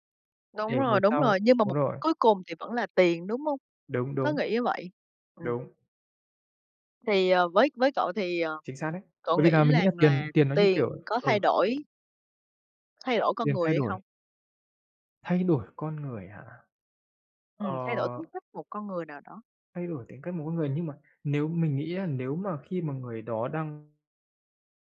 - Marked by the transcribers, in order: tapping
- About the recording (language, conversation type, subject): Vietnamese, unstructured, Tiền có làm con người thay đổi tính cách không?
- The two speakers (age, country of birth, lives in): 30-34, United States, Philippines; 40-44, Vietnam, Vietnam